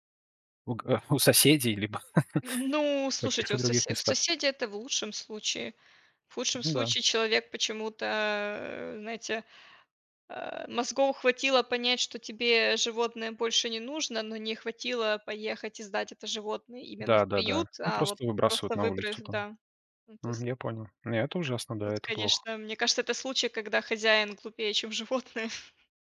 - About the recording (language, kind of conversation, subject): Russian, unstructured, Какие животные тебе кажутся самыми умными и почему?
- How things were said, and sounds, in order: laugh; laughing while speaking: "М"; tapping; chuckle